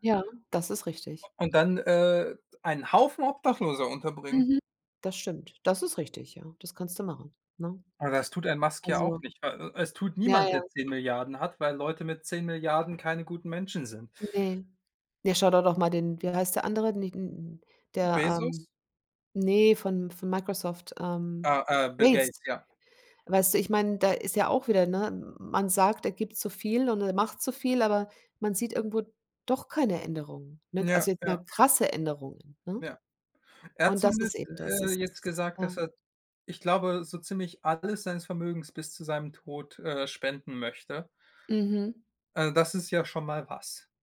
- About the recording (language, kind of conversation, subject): German, unstructured, Wie wichtig sind Feiertage in deiner Kultur?
- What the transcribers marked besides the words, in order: joyful: "einen Haufen Obdachloser"; stressed: "niemand"; stressed: "krasse"